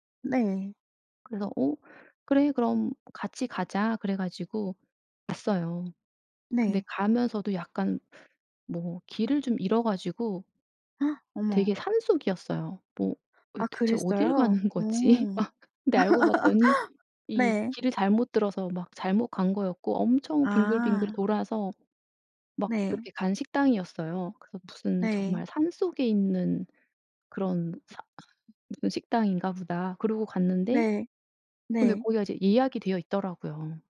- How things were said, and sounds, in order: gasp; laughing while speaking: "거지? 막"; laugh; other background noise; tapping
- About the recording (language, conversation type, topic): Korean, podcast, 가장 기억에 남는 맛있는 식사는 무엇이었나요?